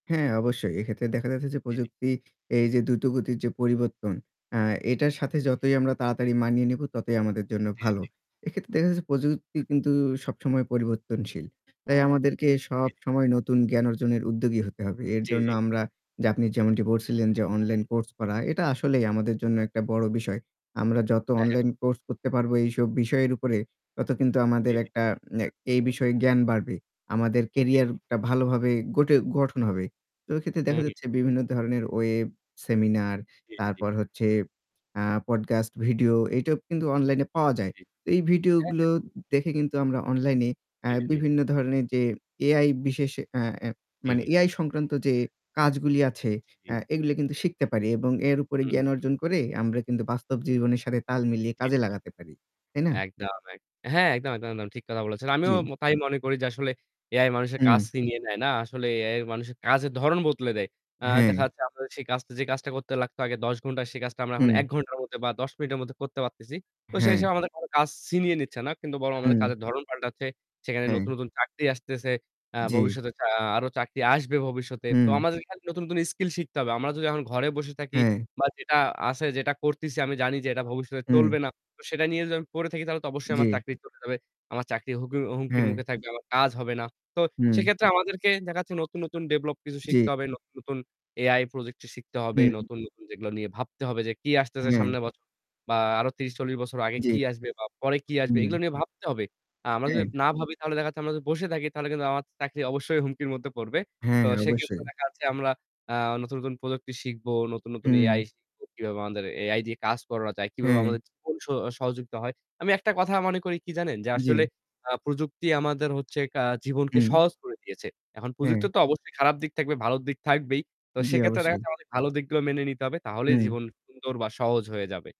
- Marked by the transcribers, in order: static; distorted speech
- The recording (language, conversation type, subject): Bengali, unstructured, কৃত্রিম বুদ্ধিমত্তা কি মানুষের চাকরিকে হুমকির মুখে ফেলে?